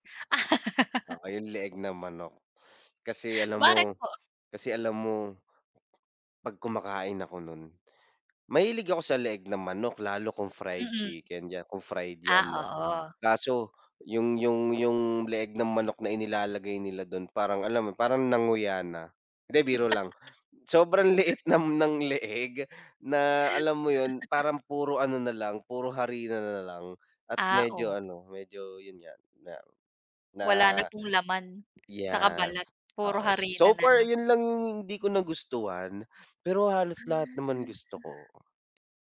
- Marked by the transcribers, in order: laugh; laugh; laughing while speaking: "sobrang liit ng leeg na"; laugh
- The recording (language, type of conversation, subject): Filipino, unstructured, Ano ang paborito mong pagkaing kalye at bakit?